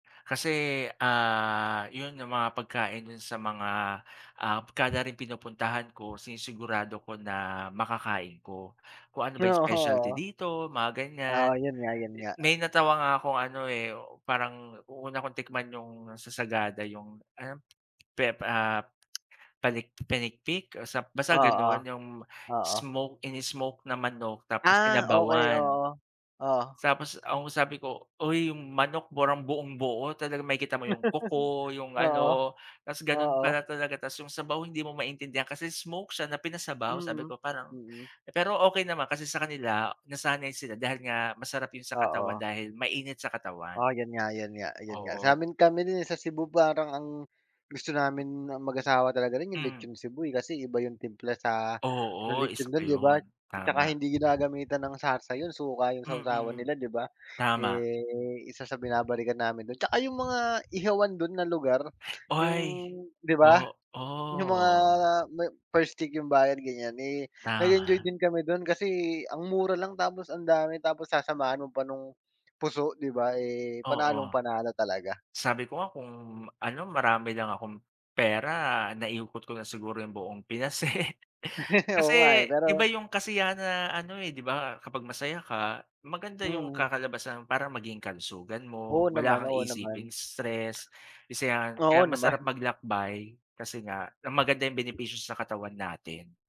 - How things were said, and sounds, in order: tapping; laugh; wind; laugh
- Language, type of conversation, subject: Filipino, unstructured, Ano ang mga benepisyo ng paglalakbay para sa iyo?